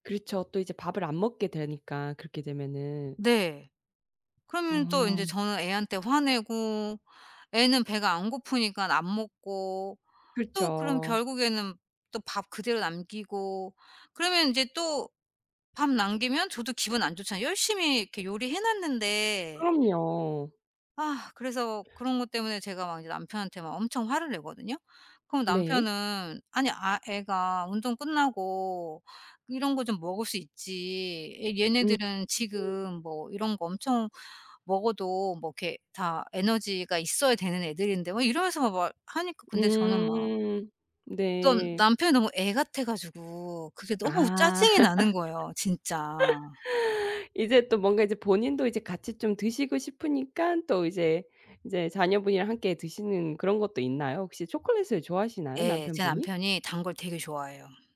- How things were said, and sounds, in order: other background noise; laugh
- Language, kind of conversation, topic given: Korean, advice, 사소한 일에 과도하게 화가 나는 상황